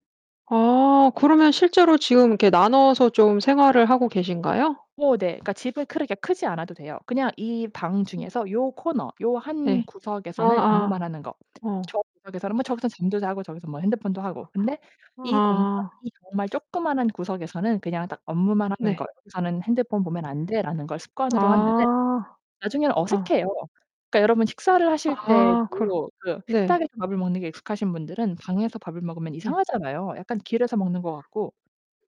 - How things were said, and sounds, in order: tapping; static; distorted speech; other background noise
- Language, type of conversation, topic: Korean, podcast, 공부할 때 집중력을 어떻게 끌어올릴 수 있을까요?